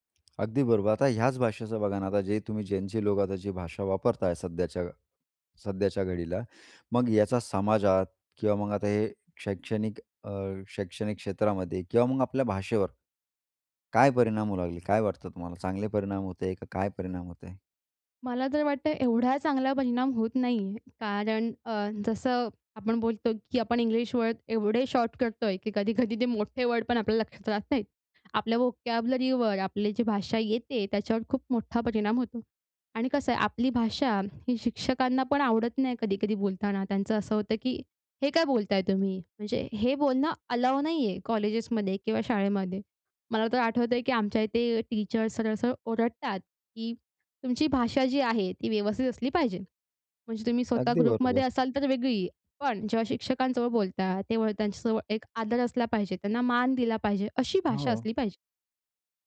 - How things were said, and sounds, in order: other background noise; in English: "वर्ड"; in English: "वर्ड"; in English: "व्होकॅब्युलरीवर"; in English: "अलाऊ"; in English: "टीचर"; in English: "ग्रुपमध्ये"
- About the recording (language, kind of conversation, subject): Marathi, podcast, तरुणांची ऑनलाइन भाषा कशी वेगळी आहे?